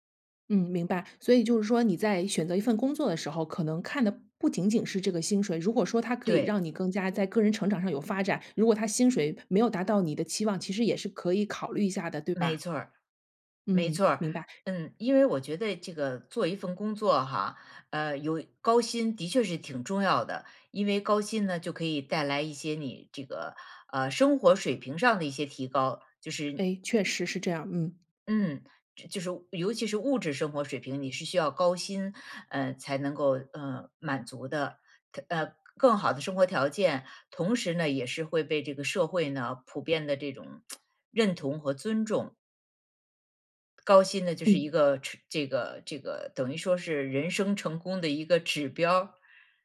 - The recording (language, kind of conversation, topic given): Chinese, podcast, 你觉得成功一定要高薪吗？
- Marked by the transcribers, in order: other background noise; tsk